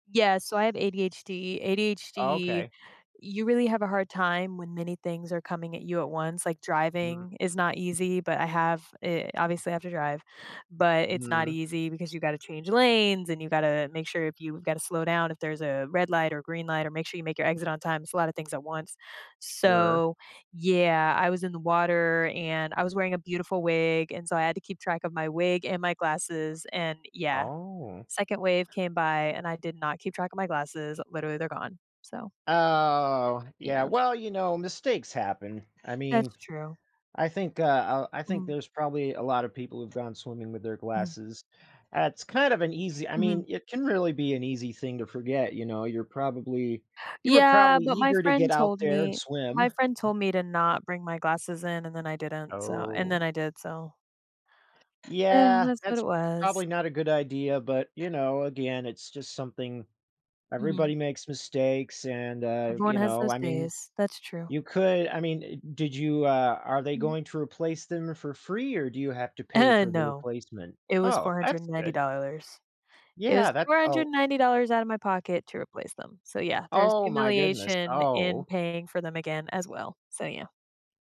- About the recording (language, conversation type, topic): English, advice, How can I recover my confidence after being humiliated by a public mistake?
- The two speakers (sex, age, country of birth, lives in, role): female, 30-34, United States, United States, user; male, 35-39, United States, United States, advisor
- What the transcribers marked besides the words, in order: tapping; drawn out: "Oh"; other background noise